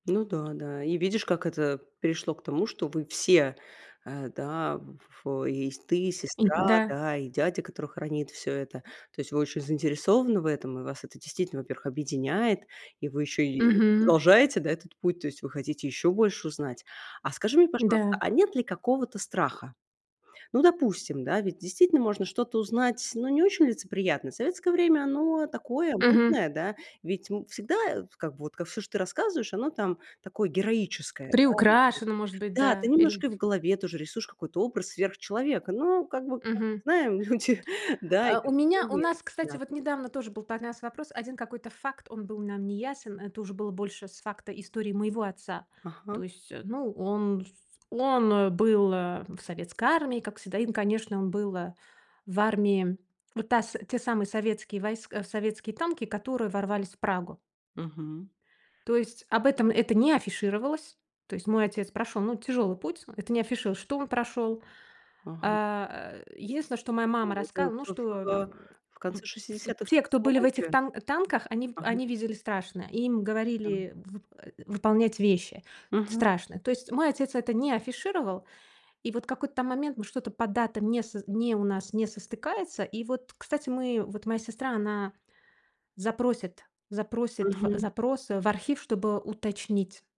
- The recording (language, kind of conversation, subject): Russian, podcast, Что помогает чувствовать связь с предками, даже если они далеко?
- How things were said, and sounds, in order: tapping; other background noise; laughing while speaking: "люди"; "состыкуется" said as "состыкается"